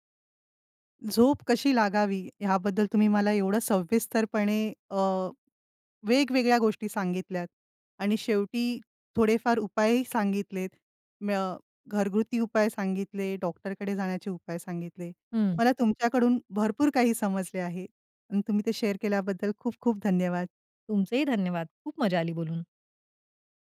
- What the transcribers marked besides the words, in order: none
- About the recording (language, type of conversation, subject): Marathi, podcast, रात्री शांत झोपेसाठी तुमची दिनचर्या काय आहे?